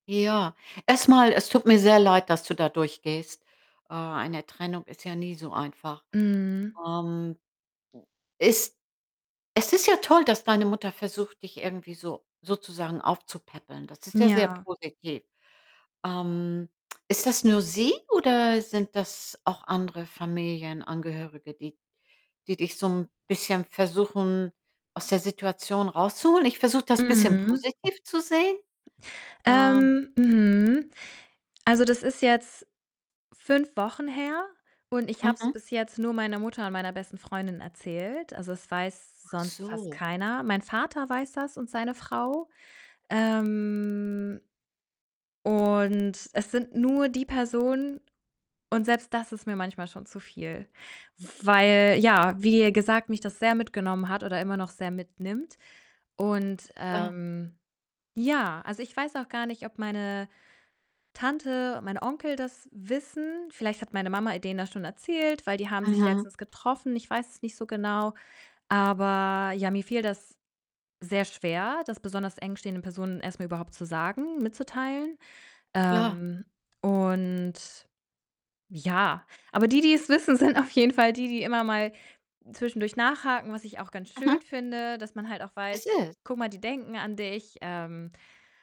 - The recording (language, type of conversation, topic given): German, advice, Wie kann ich meiner Familie erklären, dass ich im Moment kaum Kraft habe, obwohl sie viel Energie von mir erwartet?
- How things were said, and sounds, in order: distorted speech; other noise; other background noise; static; drawn out: "Ähm"; stressed: "ja"; laughing while speaking: "wissen, sind auf"